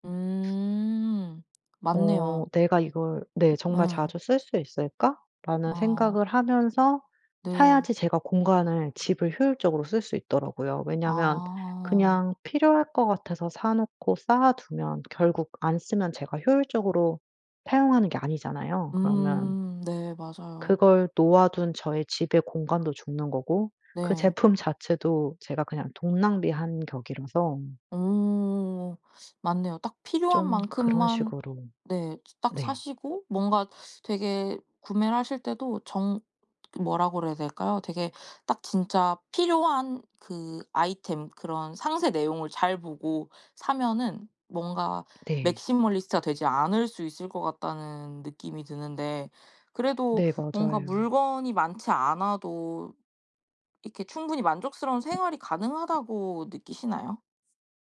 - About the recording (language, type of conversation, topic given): Korean, podcast, 작은 집을 효율적으로 사용하는 방법은 무엇인가요?
- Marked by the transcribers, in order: other background noise; in English: "'맥시멀리스트가"; tapping